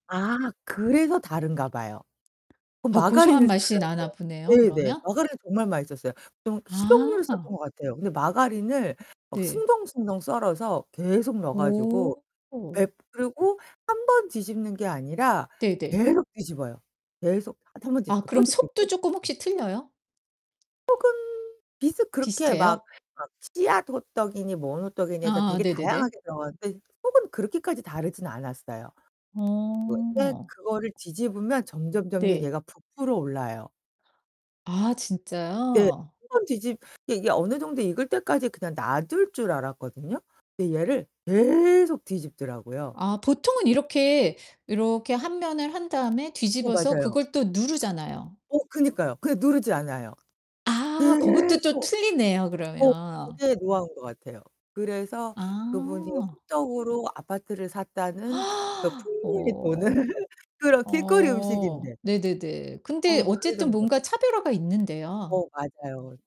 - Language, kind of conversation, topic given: Korean, podcast, 기억에 남는 길거리 음식 경험이 있으신가요?
- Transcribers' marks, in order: static; tapping; distorted speech; gasp; laughing while speaking: "도는"